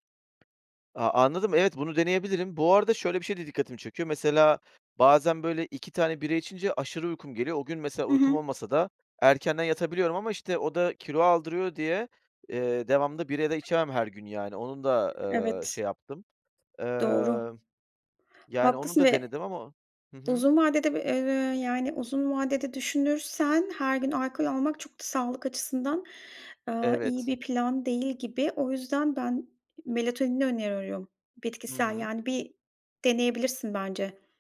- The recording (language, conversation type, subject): Turkish, advice, Kısa gündüz uykuları gece uykumu neden bozuyor?
- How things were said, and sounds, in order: other background noise; tapping